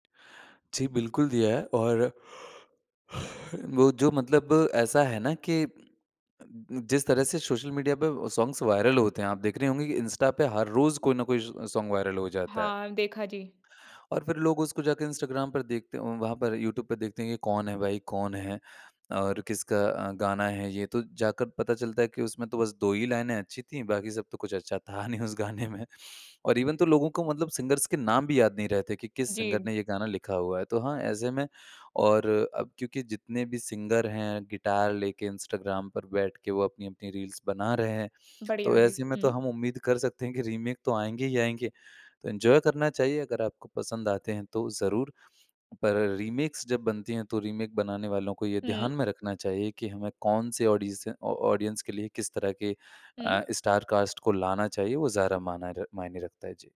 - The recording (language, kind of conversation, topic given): Hindi, podcast, रीमिक्स और रीमेक के बारे में आप क्या सोचते हैं?
- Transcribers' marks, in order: yawn; in English: "सॉन्ग्स वायरल"; in English: "सोंग वायरल"; in English: "इवन"; in English: "सिंगर्स"; in English: "सिंगर"; in English: "सिंगर"; in English: "रील्स"; in English: "रीमेक"; in English: "एन्जॉय"; in English: "रीमेक्स"; in English: "रीमेक"; in English: "ऑडीसे ऑ ऑडियंस"; in English: "स्टार कास्ट"